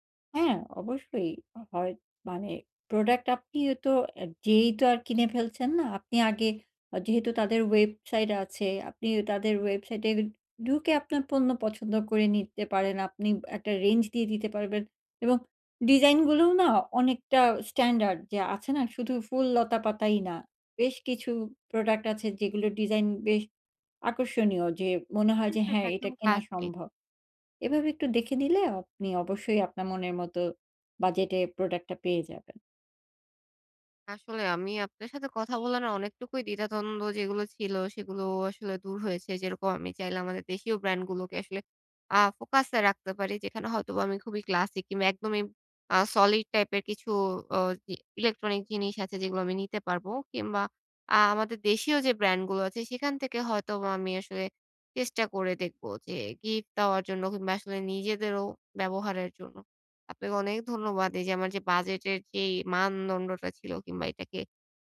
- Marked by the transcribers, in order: horn
- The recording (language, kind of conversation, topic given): Bengali, advice, বাজেট সীমায় মানসম্মত কেনাকাটা